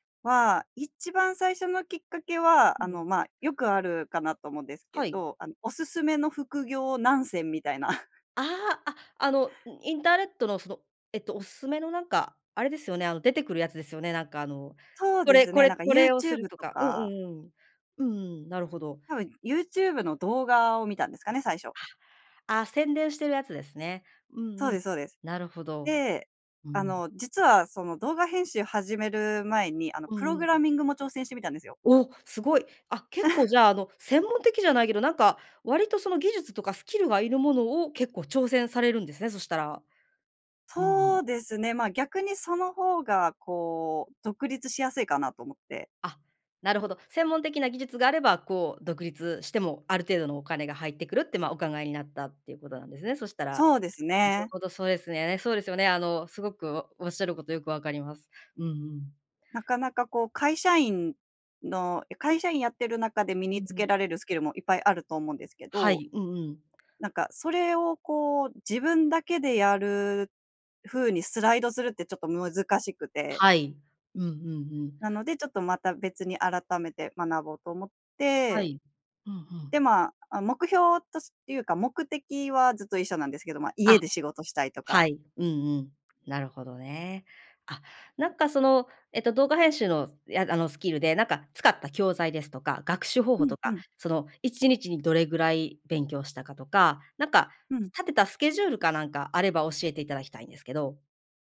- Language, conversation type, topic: Japanese, podcast, スキルをゼロから学び直した経験を教えてくれますか？
- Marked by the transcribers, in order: unintelligible speech; laugh; chuckle